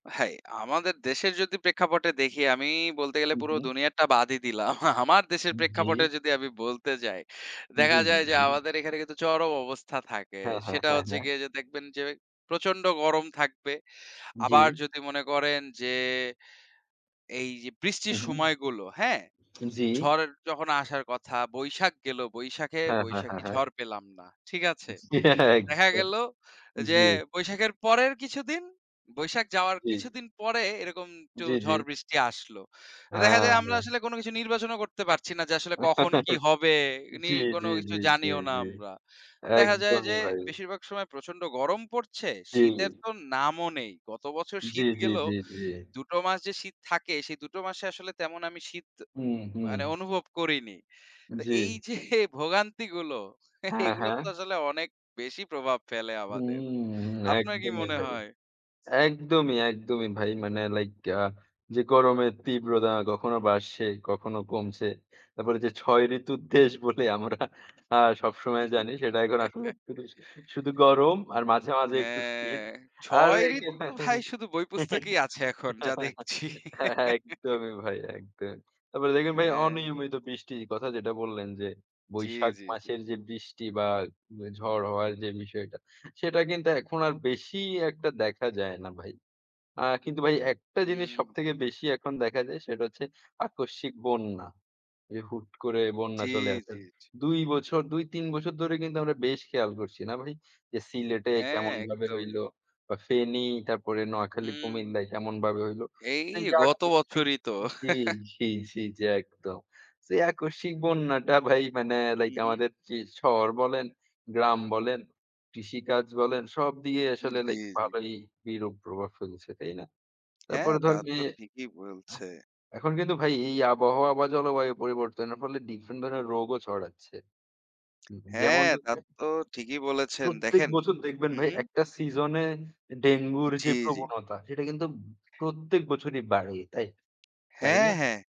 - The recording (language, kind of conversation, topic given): Bengali, unstructured, জলবায়ু পরিবর্তন আমাদের দৈনন্দিন জীবনে কীভাবে প্রভাব ফেলে?
- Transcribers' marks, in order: chuckle; tapping; chuckle; chuckle; laughing while speaking: "এই যে ভোগান্তিগুলো"; chuckle; laughing while speaking: "ছয় ঋতুর দেশ বলে আমরা"; chuckle; laugh; laugh; chuckle